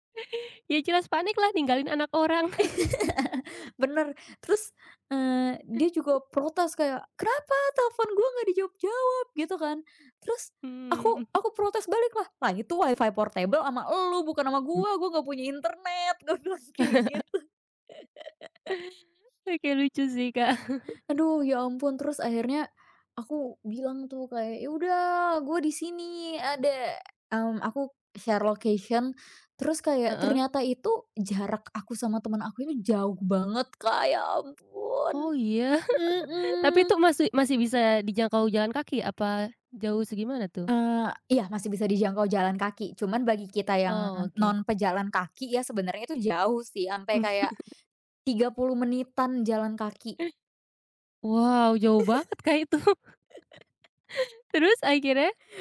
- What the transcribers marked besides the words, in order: laugh; chuckle; other background noise; tapping; in English: "portable"; chuckle; laughing while speaking: "gue bilang kayak gitu"; laugh; chuckle; in English: "share location"; chuckle; chuckle; other noise; laugh; laughing while speaking: "itu"; chuckle
- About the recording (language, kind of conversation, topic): Indonesian, podcast, Apa yang kamu lakukan saat tersesat di tempat asing?